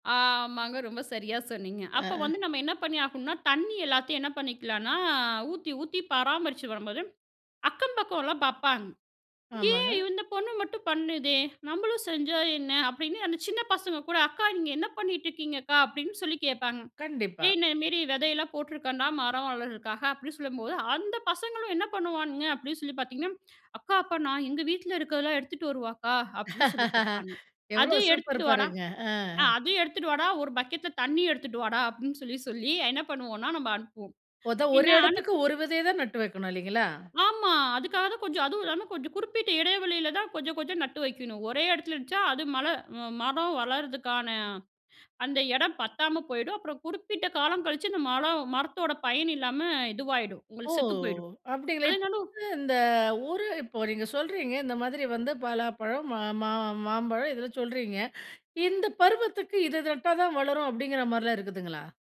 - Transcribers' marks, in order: laugh
- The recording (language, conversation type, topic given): Tamil, podcast, மரநடுவதற்காக ஒரு சிறிய பூங்காவை அமைக்கும் போது எந்தெந்த விஷயங்களை கவனிக்க வேண்டும்?